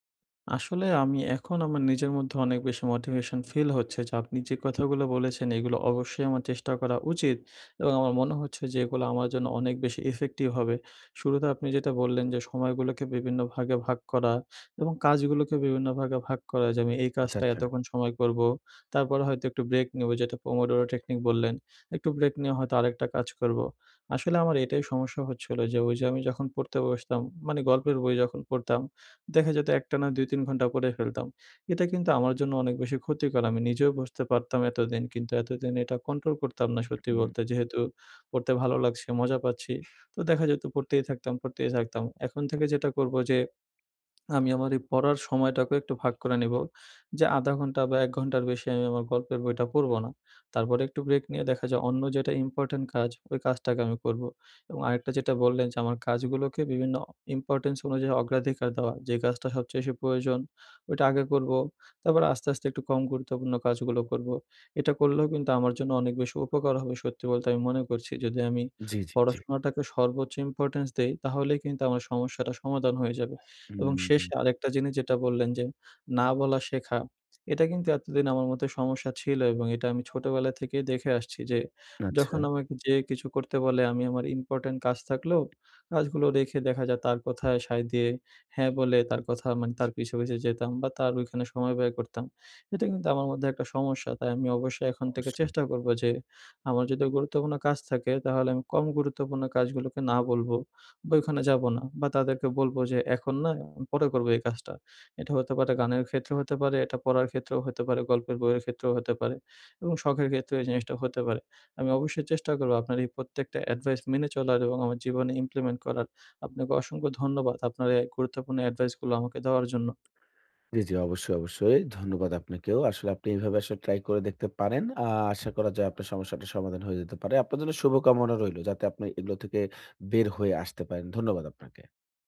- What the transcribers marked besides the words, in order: tapping; unintelligible speech; other background noise; horn; in English: "implement"
- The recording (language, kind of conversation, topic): Bengali, advice, সময় ও অগ্রাধিকার নির্ধারণে সমস্যা